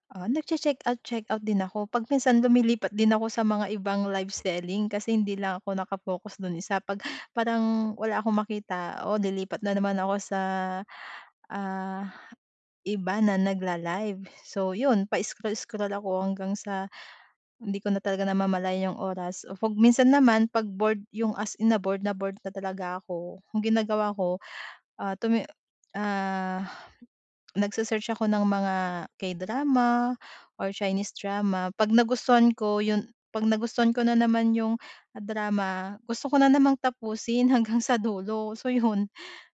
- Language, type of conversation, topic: Filipino, advice, Paano ako makakapagtakda ng rutin bago matulog na walang paggamit ng mga kagamitang elektroniko?
- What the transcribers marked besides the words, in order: none